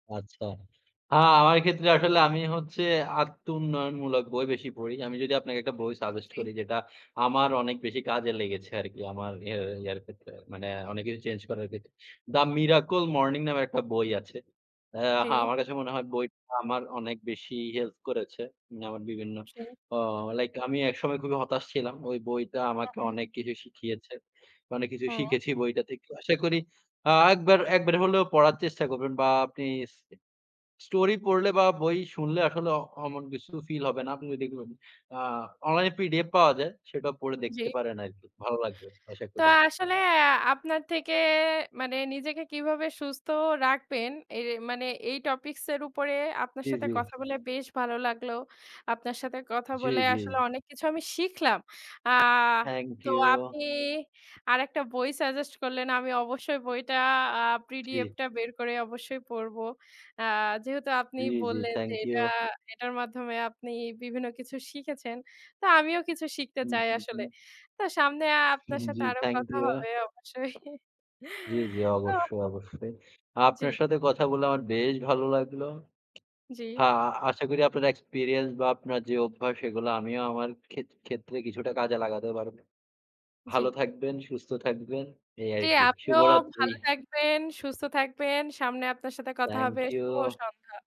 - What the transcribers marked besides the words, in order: other background noise; laughing while speaking: "অবশ্যই"
- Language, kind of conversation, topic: Bengali, unstructured, আপনি কীভাবে নিজেকে সুস্থ রাখেন?